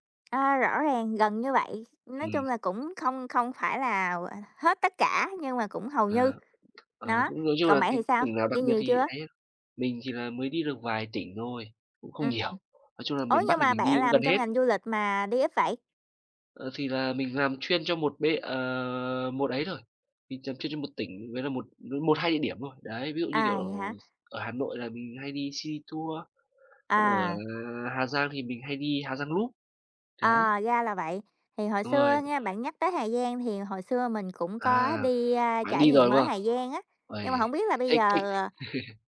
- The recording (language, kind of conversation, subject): Vietnamese, unstructured, Bạn nghĩ gì về việc du lịch khiến người dân địa phương bị đẩy ra khỏi nhà?
- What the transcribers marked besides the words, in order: tapping; other background noise; in English: "Sea Tour"; laugh